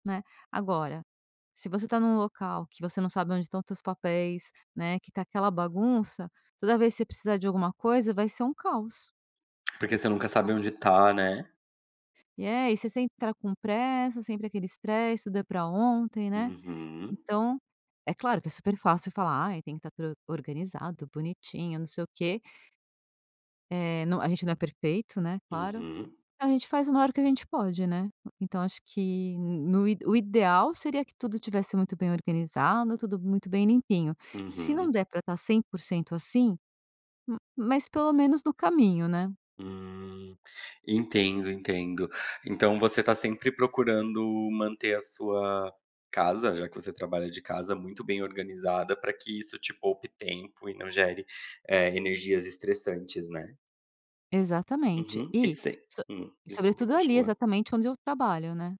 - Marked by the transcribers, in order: tapping; in English: "stress"
- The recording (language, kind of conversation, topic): Portuguese, podcast, Como costuma preparar o ambiente antes de começar uma atividade?